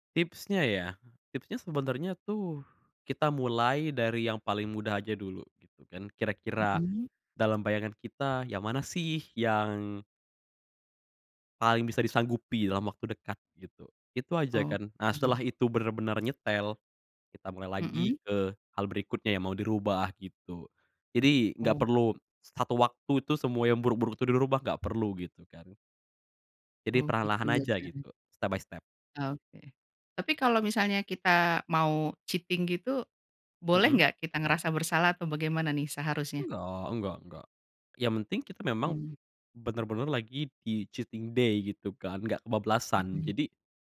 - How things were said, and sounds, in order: tapping; unintelligible speech; in English: "step by step"; in English: "cheating"; in English: "cheating day"
- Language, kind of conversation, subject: Indonesian, podcast, Bisakah kamu menceritakan pengalamanmu saat mulai membangun kebiasaan sehat yang baru?